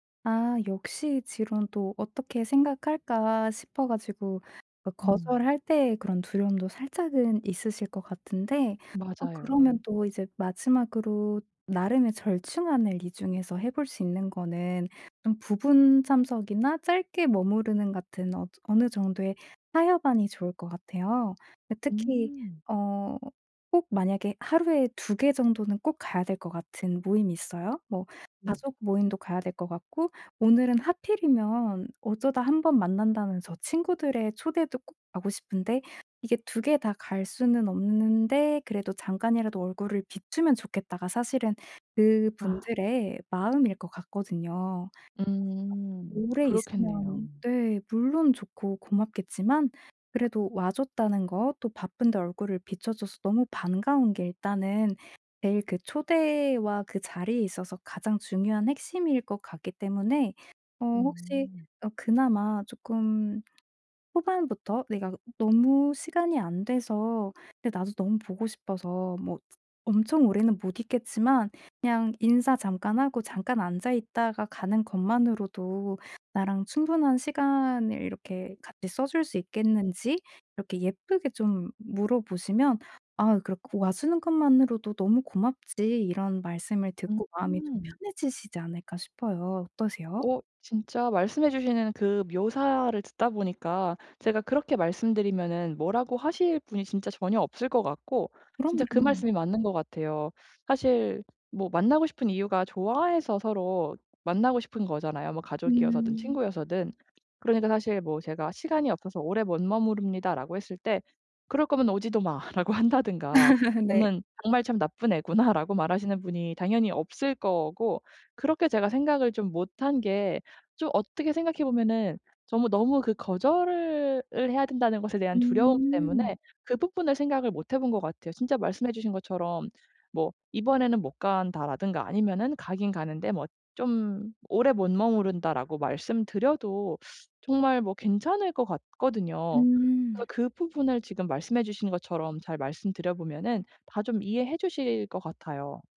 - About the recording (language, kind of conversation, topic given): Korean, advice, 친구의 초대가 부담스러울 때 모임에 참석할지 말지 어떻게 결정해야 하나요?
- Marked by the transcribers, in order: tapping; other background noise; unintelligible speech; laugh